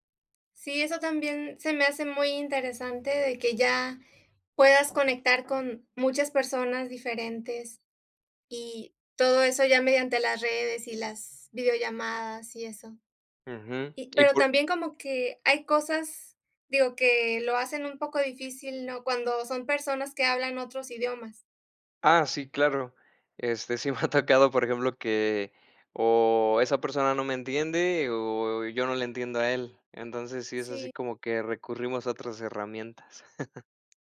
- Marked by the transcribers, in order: chuckle
- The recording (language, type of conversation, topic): Spanish, unstructured, ¿Te sorprende cómo la tecnología conecta a personas de diferentes países?